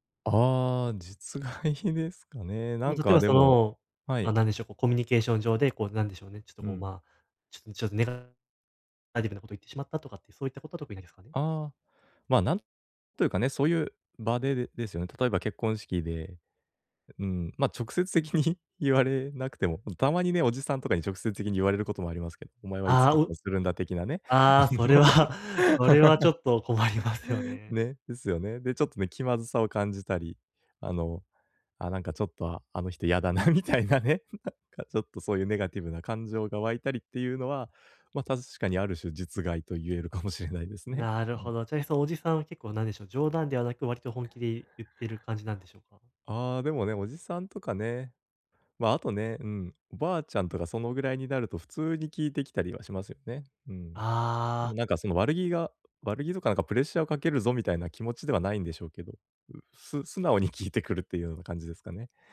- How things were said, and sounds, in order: laughing while speaking: "実害ですかね"; other background noise; laughing while speaking: "直接的に"; laughing while speaking: "それは"; laugh; laughing while speaking: "困りますよね"; laughing while speaking: "嫌だな、みたいな、ね、なんか"; chuckle
- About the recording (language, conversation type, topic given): Japanese, advice, 周囲と比べて進路の決断を急いでしまうとき、どうすればいいですか？